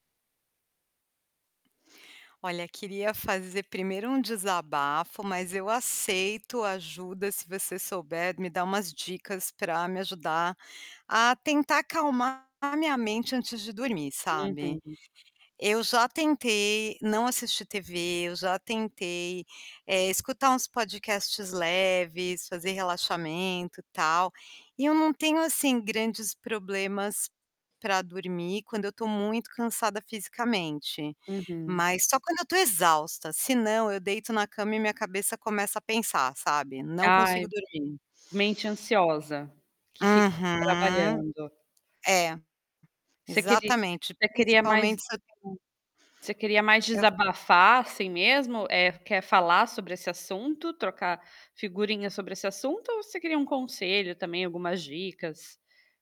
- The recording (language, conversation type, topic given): Portuguese, advice, Como posso acalmar a mente antes de dormir?
- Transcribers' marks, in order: static; tapping; distorted speech; other background noise